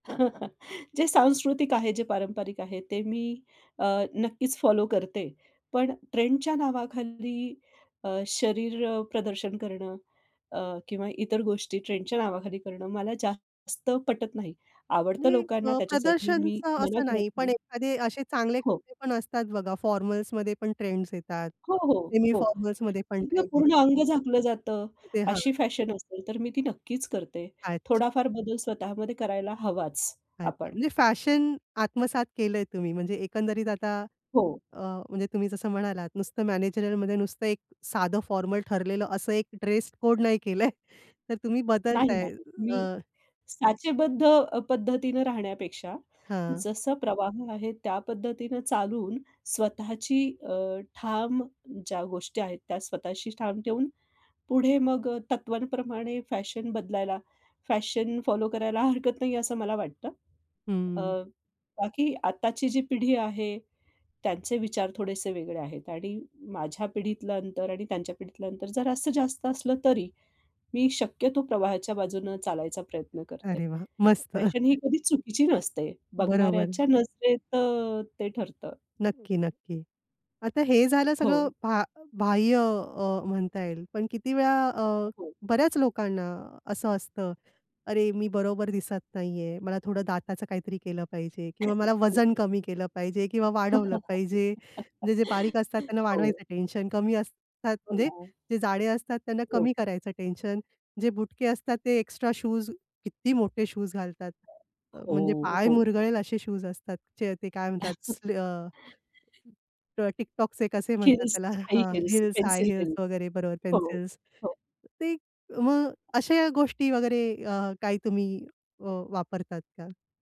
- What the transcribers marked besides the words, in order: chuckle; other background noise; tapping; in English: "फॉर्मल्समध्ये"; in English: "सेमी फॉर्मल्समध्ये"; "जिथून" said as "जिथनं"; in English: "फॉर्मल"; in English: "ड्रेस कोड"; other noise; chuckle; cough; laugh; chuckle; in English: "हिल्स, हाई हील्स, पेन्सिल हिल्स"; in English: "हिल्स, हाय हील्स"
- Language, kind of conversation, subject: Marathi, podcast, तुला भविष्यात तुझा लूक कसा असेल असं वाटतं?